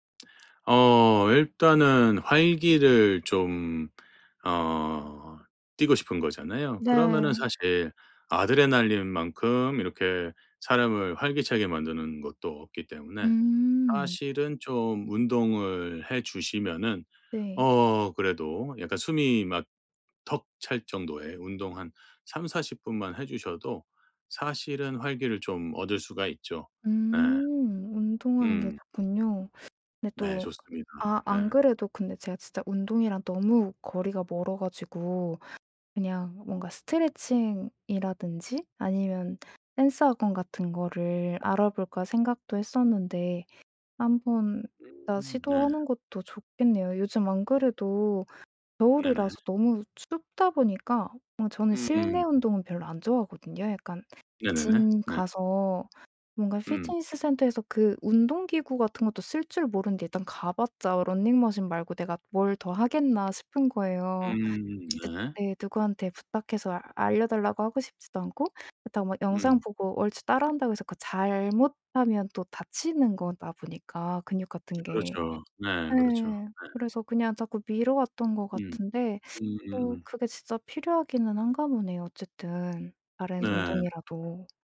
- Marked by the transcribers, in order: other background noise; tapping; in English: "짐"; put-on voice: "피트니스"
- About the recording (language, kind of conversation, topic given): Korean, advice, 정신적 피로 때문에 깊은 집중이 어려울 때 어떻게 회복하면 좋을까요?